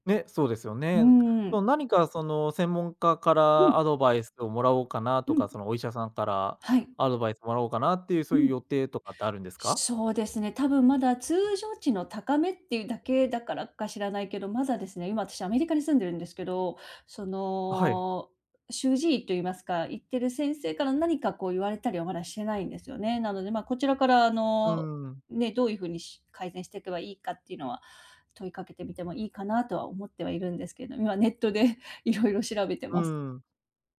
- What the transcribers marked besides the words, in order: none
- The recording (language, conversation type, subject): Japanese, advice, 健康診断で「改善が必要」と言われて不安なのですが、どうすればよいですか？